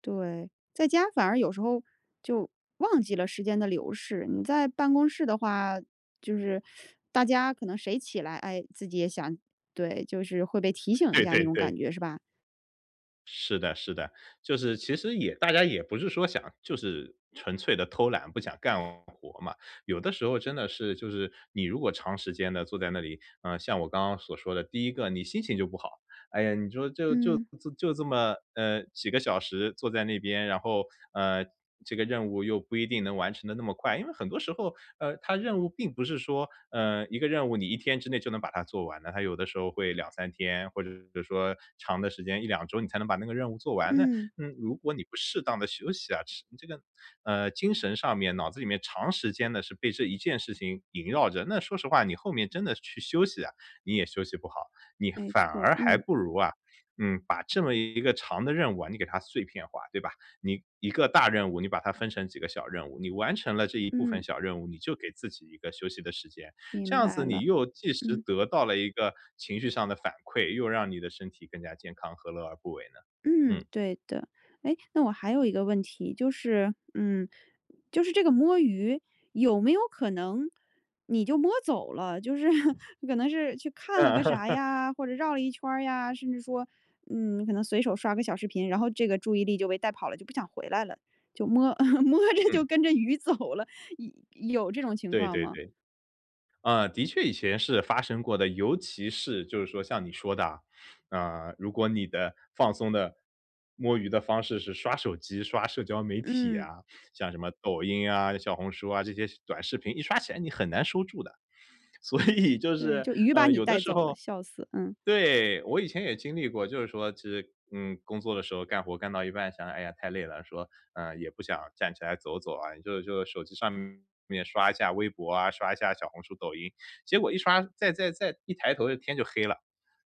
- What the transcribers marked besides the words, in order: teeth sucking; other background noise; "即时" said as "计时"; laughing while speaking: "就是可能是"; chuckle; chuckle; laughing while speaking: "摸着就跟着鱼走了"; tapping
- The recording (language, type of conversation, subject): Chinese, podcast, 你觉得短暂的“摸鱼”有助于恢复精力吗？